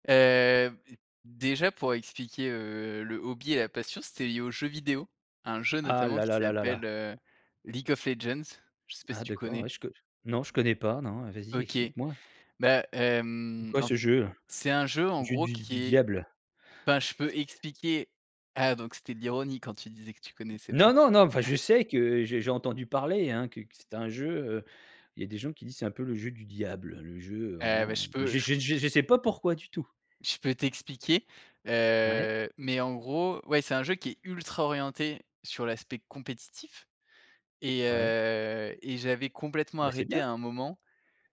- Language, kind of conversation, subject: French, podcast, Quelles peurs as-tu dû surmonter pour te remettre à un ancien loisir ?
- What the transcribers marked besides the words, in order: other background noise; chuckle; drawn out: "heu"